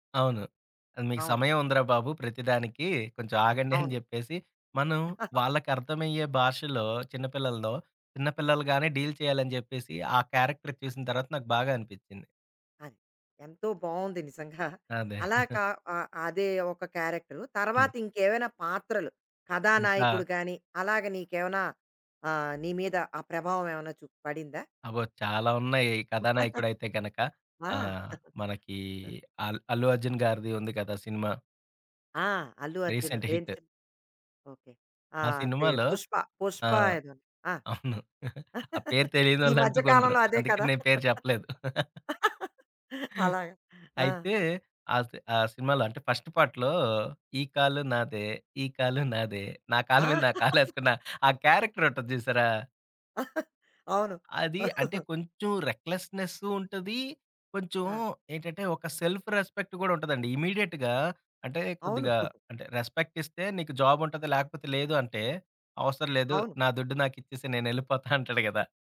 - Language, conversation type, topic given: Telugu, podcast, ఏ సినిమా పాత్ర మీ స్టైల్‌ను మార్చింది?
- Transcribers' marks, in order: chuckle; in English: "డీల్"; in English: "క్యారెక్టర్"; chuckle; chuckle; giggle; in English: "రీసెంట్ హిట్"; laughing while speaking: "అవును. ఆ పేరు తెలీయనోళ్ళంటూకుండరు"; chuckle; laugh; in English: "ఫస్ట్ పార్ట్‌లో"; laughing while speaking: "నా కాలు మీద నా కాలేసుకున్న ఆ క్యారెక్టర్ ఉంటది జూసారా?"; chuckle; in English: "క్యారెక్టర్"; chuckle; in English: "సెల్ఫ్ రెస్పెక్ట్"; in English: "ఇమ్మీడియేట్‌గా"; in English: "రెస్పెక్ట్"; in English: "జాబ్"